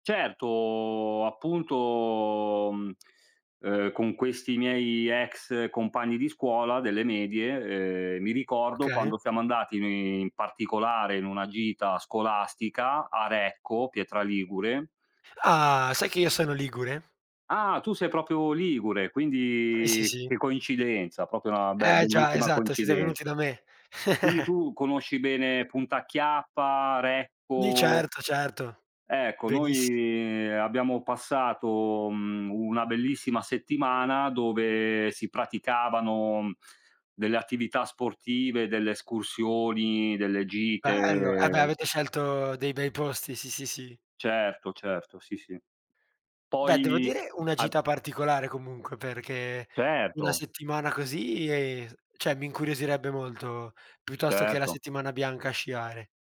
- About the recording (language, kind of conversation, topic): Italian, unstructured, Qual è il ricordo più felice della tua infanzia?
- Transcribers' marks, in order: other background noise; chuckle; drawn out: "noi"; drawn out: "gite"; "cioè" said as "ceh"